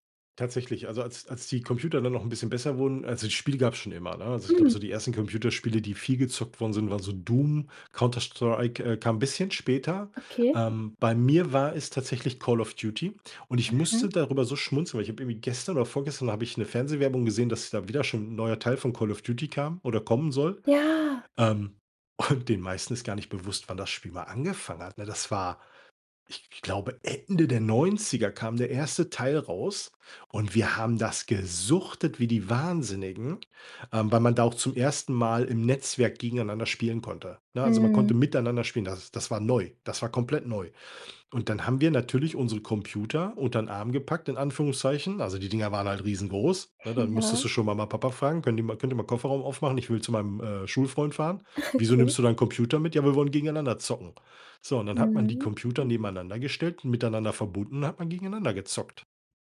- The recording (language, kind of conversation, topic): German, podcast, Wie hat Social Media deine Unterhaltung verändert?
- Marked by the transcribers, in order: drawn out: "Ja"; laughing while speaking: "Ja"; laughing while speaking: "Okay"